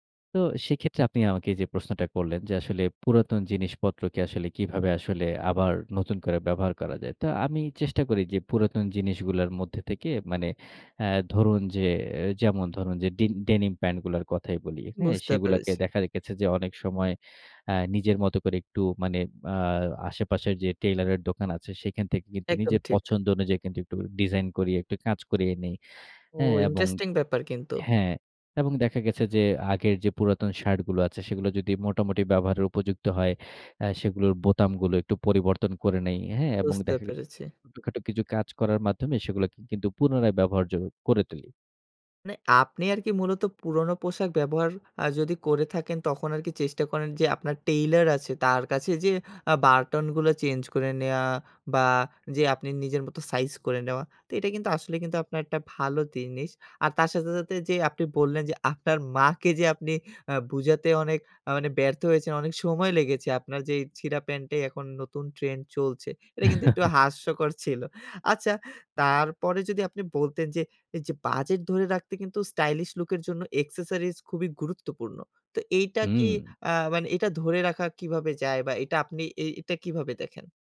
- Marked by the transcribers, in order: "বাটনগুলো" said as "বার্টনগুলো"; "জিনিস" said as "দিনিস"; chuckle; in English: "accessories"
- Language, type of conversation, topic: Bengali, podcast, বাজেটের মধ্যে স্টাইল বজায় রাখার আপনার কৌশল কী?